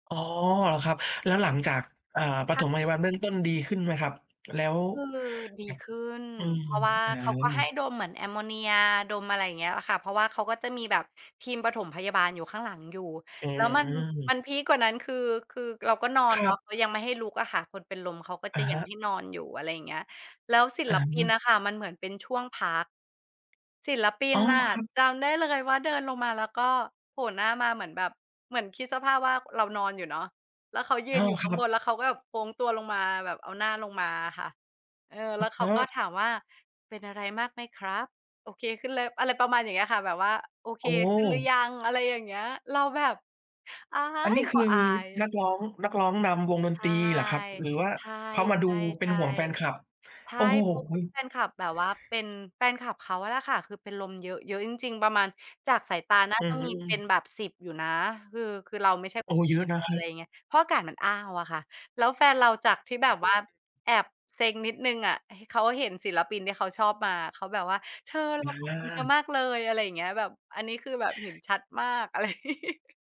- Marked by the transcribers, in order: tapping; stressed: "อาย"; unintelligible speech; other noise; other background noise; laugh
- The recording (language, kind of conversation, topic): Thai, podcast, จำความรู้สึกตอนคอนเสิร์ตครั้งแรกได้ไหม?